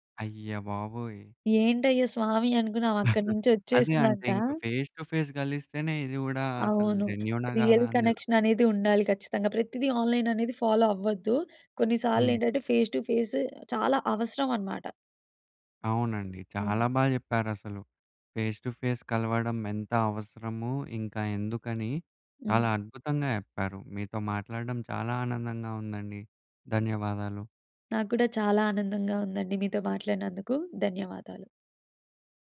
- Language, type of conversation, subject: Telugu, podcast, ఫేస్‌టు ఫేస్ కలవడం ఇంకా అవసరమా? అయితే ఎందుకు?
- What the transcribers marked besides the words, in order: chuckle; in English: "ఫేస్ టు ఫేస్"; in English: "రియల్ కనెక్షన్"; in English: "ఆన్‌లైన్"; in English: "ఫాలో"; in English: "ఫేస్ టు ఫేస్"; in English: "ఫేస్ టు ఫేస్"